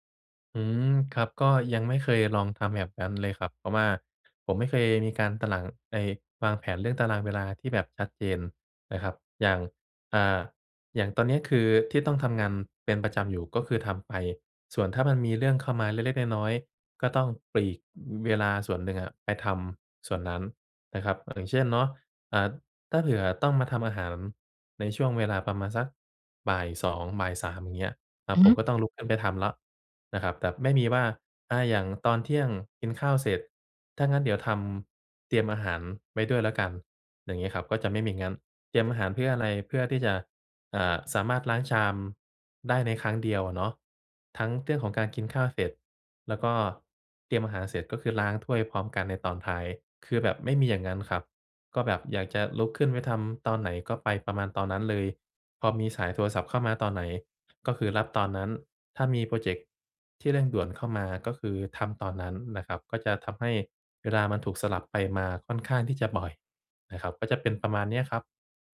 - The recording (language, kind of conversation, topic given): Thai, advice, ฉันจะจัดกลุ่มงานอย่างไรเพื่อลดความเหนื่อยจากการสลับงานบ่อย ๆ?
- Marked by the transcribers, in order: none